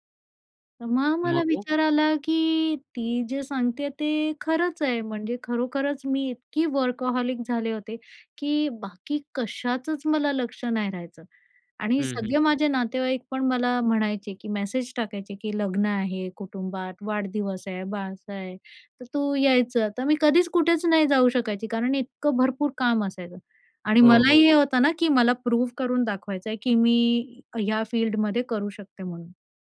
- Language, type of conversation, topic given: Marathi, podcast, करिअर बदलताना तुला सगळ्यात मोठी भीती कोणती वाटते?
- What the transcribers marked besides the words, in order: in English: "वर्कहॉलिक"; other background noise; in English: "प्रूव्ह"